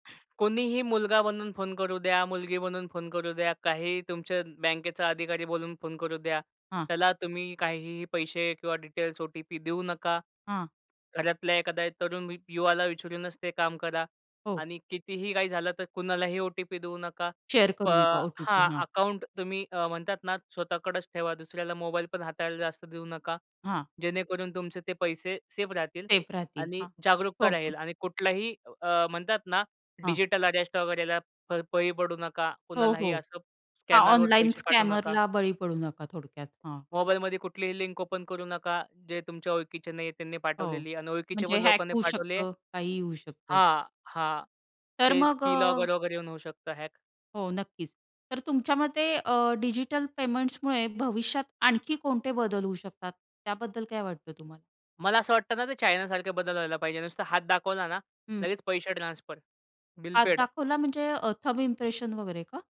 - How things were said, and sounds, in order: in English: "डिटेल्स"; in English: "शेअर"; unintelligible speech; in English: "डिजिटल अरेस्ट"; in English: "स्कॅनरवर"; in English: "ऑनलाईन स्कॅमरला"; in English: "ओपन"; in English: "हॅक"; in English: "की-लॉगर"; in English: "हॅक"; in English: "डिजिटल पेमेंट्समुळे"; tapping; in English: "पेड"; in English: "थम्ब इम्प्रेशन"
- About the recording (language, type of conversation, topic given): Marathi, podcast, ऑनलाइन पेमेंट्स आणि यूपीआयने तुमचं आयुष्य कसं सोपं केलं?